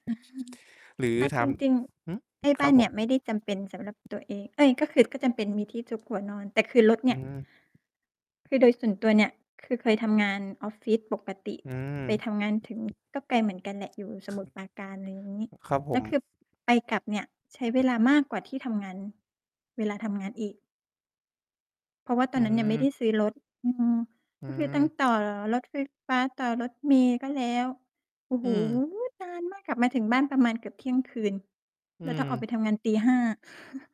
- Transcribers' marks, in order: mechanical hum; chuckle; tapping; distorted speech; chuckle; other background noise; stressed: "โอ้โฮ"; chuckle
- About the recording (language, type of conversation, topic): Thai, unstructured, ทำไมคนส่วนใหญ่ถึงยังมีปัญหาหนี้สินอยู่ตลอดเวลา?
- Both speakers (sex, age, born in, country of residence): female, 45-49, Thailand, Thailand; male, 20-24, Thailand, Thailand